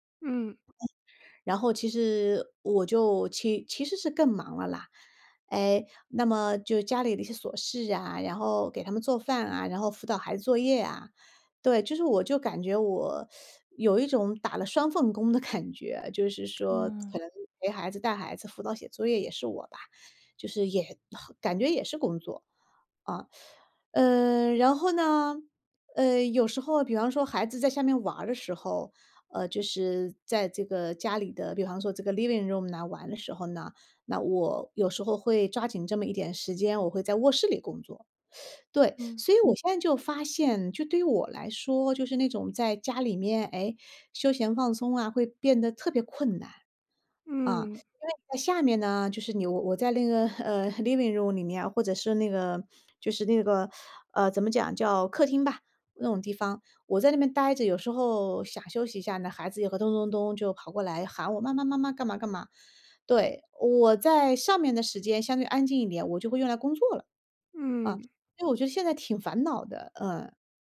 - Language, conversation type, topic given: Chinese, advice, 为什么我在家里很难放松休息？
- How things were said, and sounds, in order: other noise; laughing while speaking: "的感觉"; other background noise; in English: "Living room"; teeth sucking; in English: "Living room"